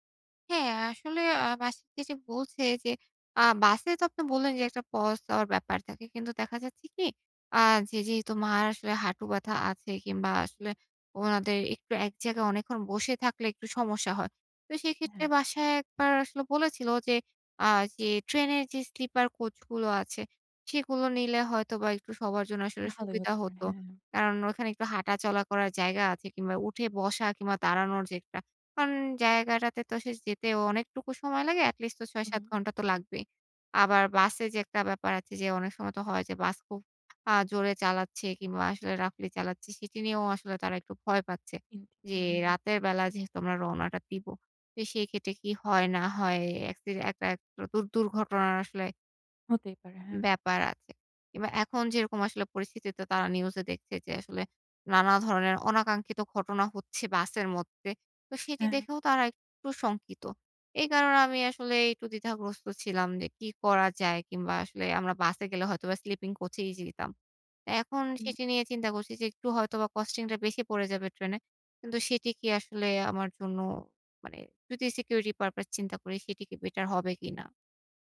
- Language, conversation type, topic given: Bengali, advice, ভ্রমণের জন্য কীভাবে বাস্তবসম্মত বাজেট পরিকল্পনা করে সাশ্রয় করতে পারি?
- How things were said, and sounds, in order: tapping; in English: "at least"; in English: "roughly"; in English: "security purpose"